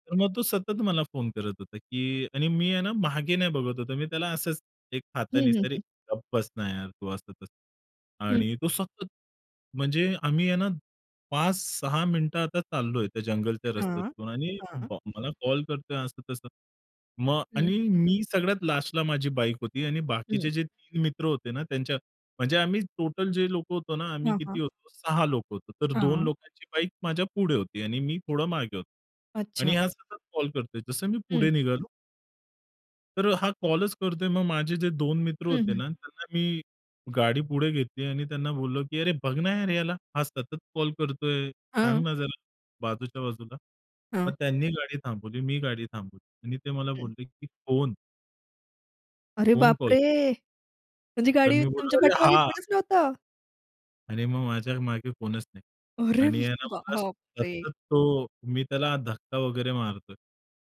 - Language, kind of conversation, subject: Marathi, podcast, कथा सांगताना सस्पेन्स कसा तयार करता?
- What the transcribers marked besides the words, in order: other background noise; surprised: "अरे बापरे! म्हणजे गाडीवर तुमच्या पाठीमागे कोणच नव्हतं?"; afraid: "अरे बाप रे!"